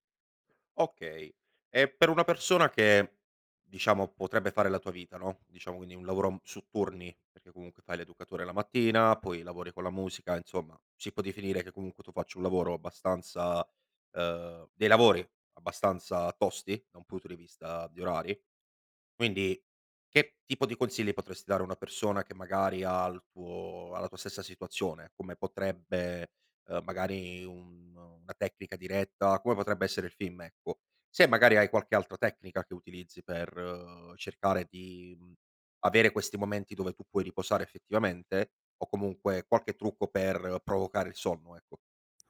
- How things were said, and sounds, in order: other background noise
- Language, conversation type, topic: Italian, podcast, Cosa pensi del pisolino quotidiano?